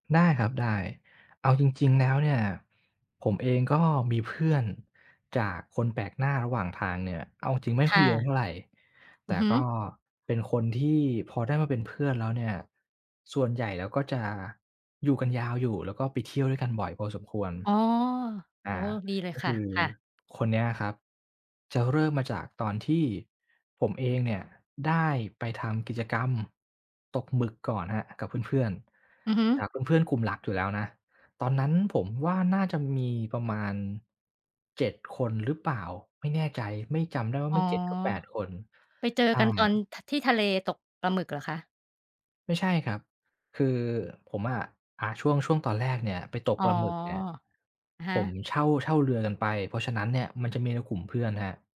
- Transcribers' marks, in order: none
- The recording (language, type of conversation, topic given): Thai, podcast, เล่าเรื่องคนแปลกหน้าที่กลายเป็นเพื่อนระหว่างทางได้ไหม